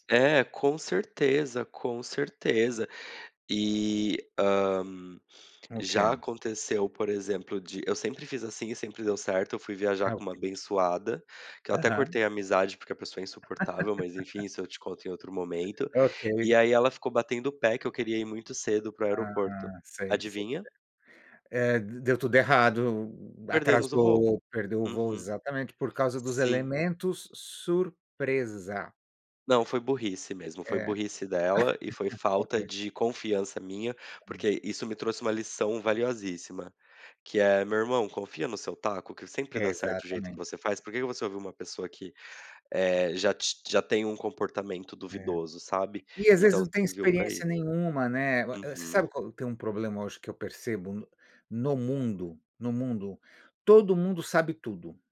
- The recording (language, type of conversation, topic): Portuguese, unstructured, Como você organiza o seu dia para ser mais produtivo?
- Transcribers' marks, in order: laugh; tapping; unintelligible speech; laugh; other background noise